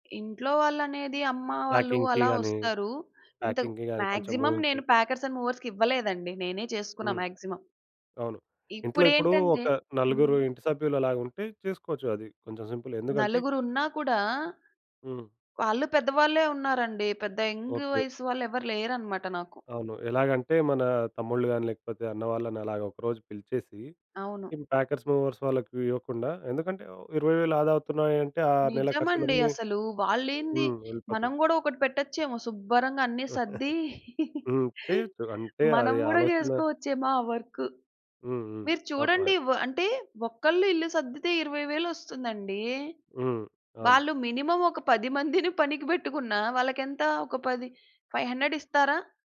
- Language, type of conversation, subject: Telugu, podcast, అద్దె ఇంటికి మీ వ్యక్తిగత ముద్రను సహజంగా ఎలా తీసుకురావచ్చు?
- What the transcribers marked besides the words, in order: in English: "ప్యాకింగ్‌కి"; in English: "ప్యాకింగ్‌కి"; in English: "మాక్సిమం"; in English: "ప్యాకర్స్ అండ్ మూవర్స్‌కి"; in English: "మూవింగ్‌కి"; in English: "మాక్సిమం"; in English: "ప్యాకెర్స్, మూవర్స్"; chuckle; laughing while speaking: "మనం గూడా చేసుకోవచ్చేమో ఆ వర్కు"; unintelligible speech; in English: "మినిమమ్"